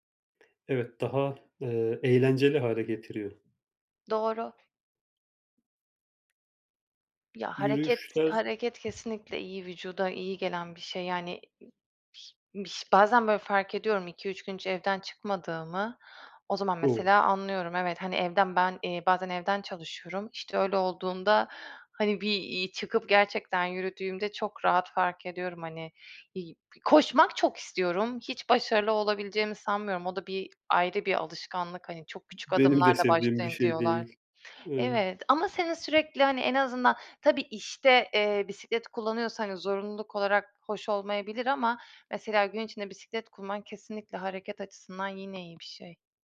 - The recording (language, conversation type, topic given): Turkish, unstructured, Sağlıklı kalmak için günlük alışkanlıklarınız nelerdir?
- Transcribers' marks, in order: other background noise; tapping; "kullanman" said as "kulman"